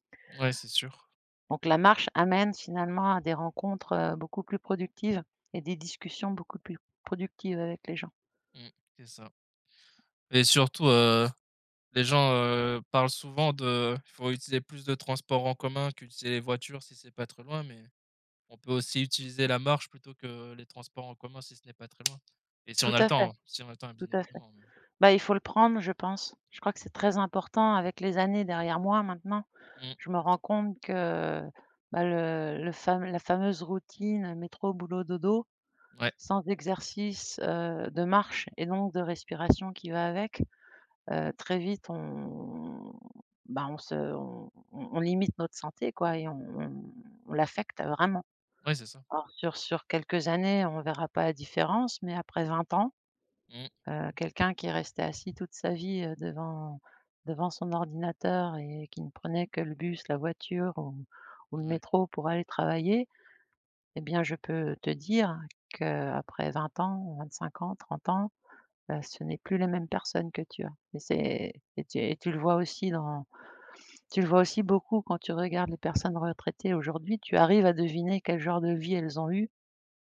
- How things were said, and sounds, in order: other background noise; tapping; drawn out: "on"; stressed: "vraiment"
- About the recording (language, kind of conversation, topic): French, unstructured, Quels sont les bienfaits surprenants de la marche quotidienne ?